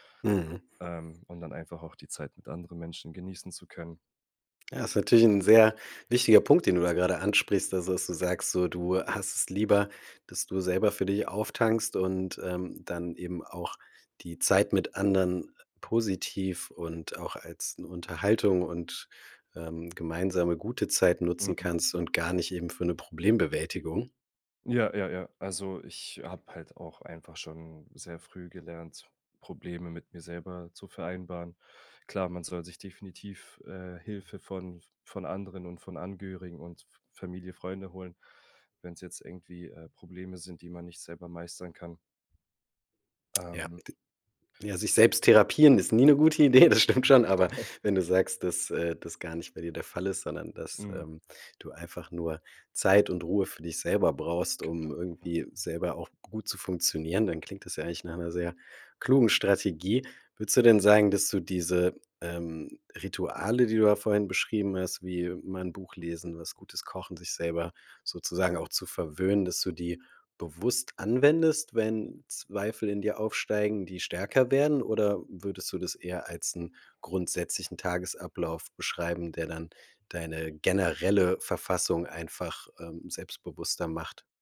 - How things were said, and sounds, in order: laughing while speaking: "Idee. Das stimmt"; chuckle; other background noise
- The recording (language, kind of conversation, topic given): German, podcast, Wie gehst du mit Zweifeln bei einem Neuanfang um?